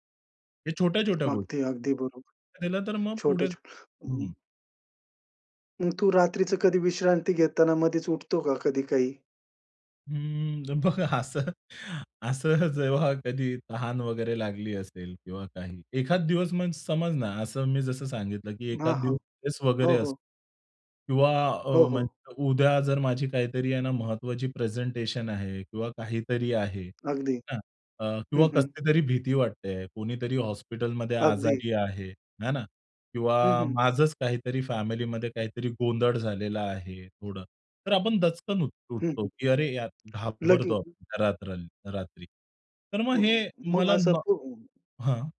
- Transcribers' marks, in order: laughing while speaking: "बघा असं, असं जेव्हा कधी तहान"; tapping
- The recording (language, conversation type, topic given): Marathi, podcast, तुम्ही दिवसाच्या शेवटी कशी विश्रांती घेता?